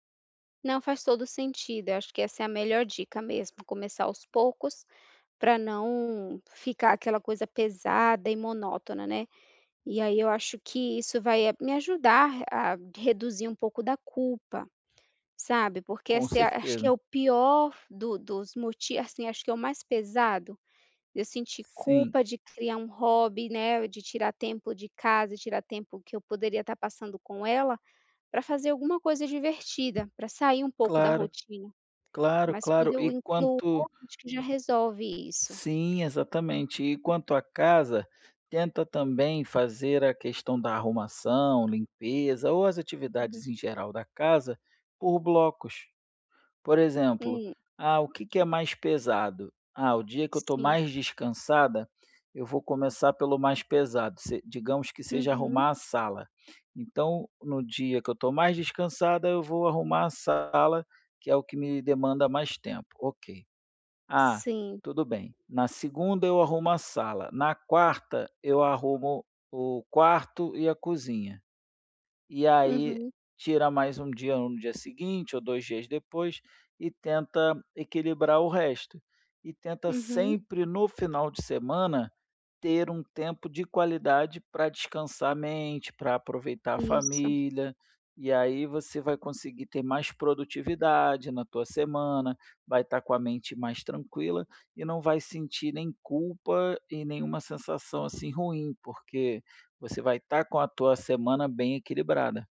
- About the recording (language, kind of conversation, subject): Portuguese, advice, Como gerir o tempo livre para hobbies sem sentir culpa?
- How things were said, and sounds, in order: tapping